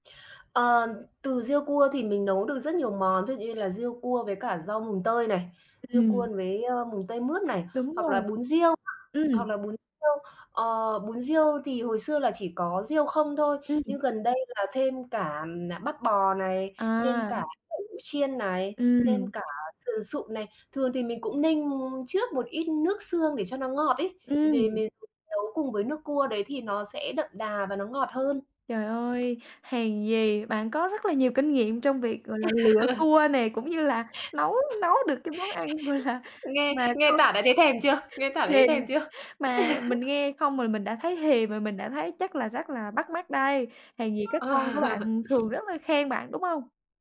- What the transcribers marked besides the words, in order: other background noise; tapping; laugh; chuckle; laughing while speaking: "gọi là"; laugh; laughing while speaking: "Ờ"
- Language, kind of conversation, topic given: Vietnamese, podcast, Món ăn bạn tự nấu mà bạn thích nhất là món gì?